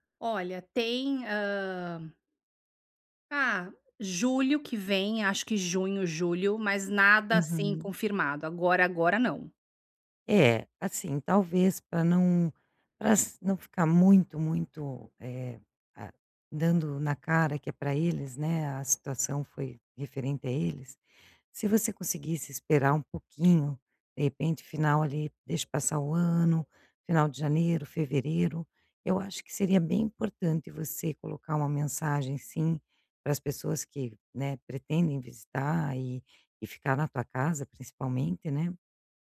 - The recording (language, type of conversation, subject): Portuguese, advice, Como posso estabelecer limites pessoais sem me sentir culpado?
- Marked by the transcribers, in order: none